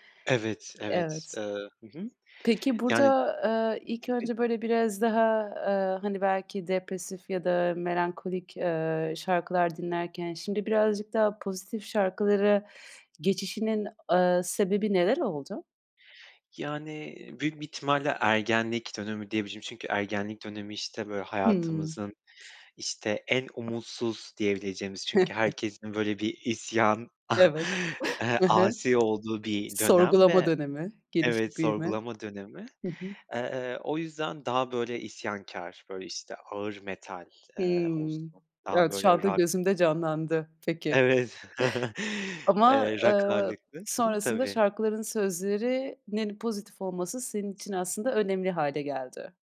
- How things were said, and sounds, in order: other background noise; chuckle; chuckle; chuckle
- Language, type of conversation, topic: Turkish, podcast, Sosyal hobileri mi yoksa yalnız yapılan hobileri mi tercih edersin?